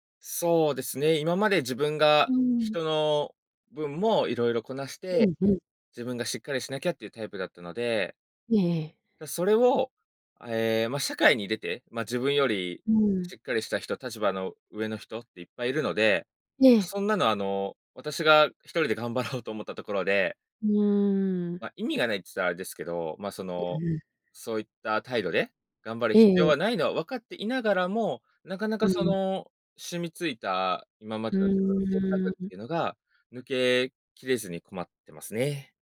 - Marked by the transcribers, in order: none
- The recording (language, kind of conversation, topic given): Japanese, advice, なぜ私は人に頼らずに全部抱え込み、燃え尽きてしまうのでしょうか？